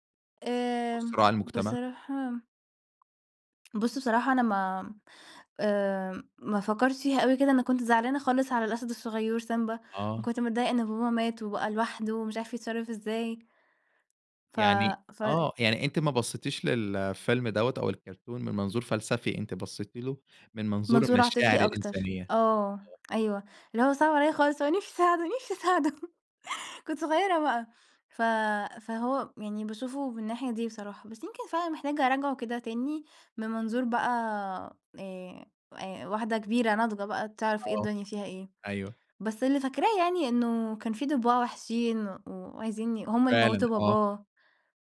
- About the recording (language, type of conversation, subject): Arabic, podcast, ممكن تحكيلي عن كرتون كنت بتحبه وإنت صغير وأثر فيك إزاي؟
- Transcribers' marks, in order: tapping; in English: "سيمبا"; laughing while speaking: "وأنا نفْسي أساعده نفْسي أساعده"; chuckle